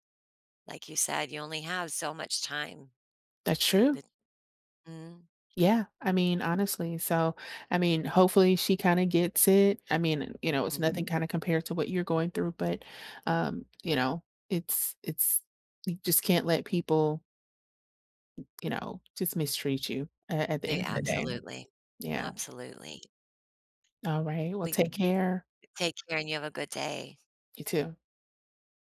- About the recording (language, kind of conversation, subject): English, unstructured, How can I handle a recurring misunderstanding with someone close?
- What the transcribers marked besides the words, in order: other background noise; tapping